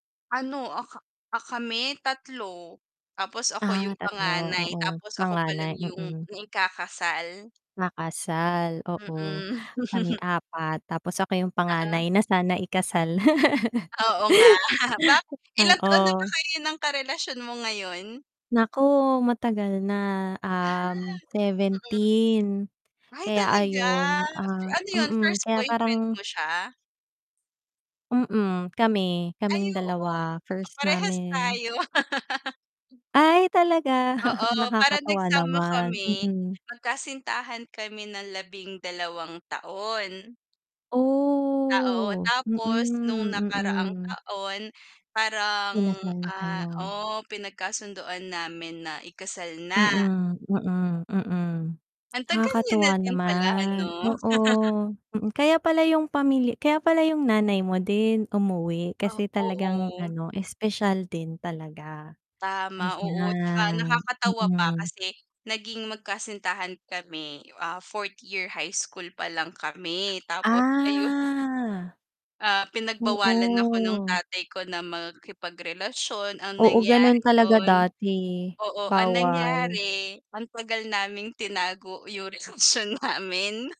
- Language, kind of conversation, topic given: Filipino, unstructured, Ano ang pinakamasayang alaala mo sa pagtitipon ng pamilya?
- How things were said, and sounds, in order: static; other background noise; chuckle; chuckle; laugh; tapping; distorted speech; laugh; unintelligible speech; chuckle; drawn out: "Oh"; laugh; drawn out: "Ayan"; drawn out: "Ah"; chuckle; laughing while speaking: "yung relasyon namin"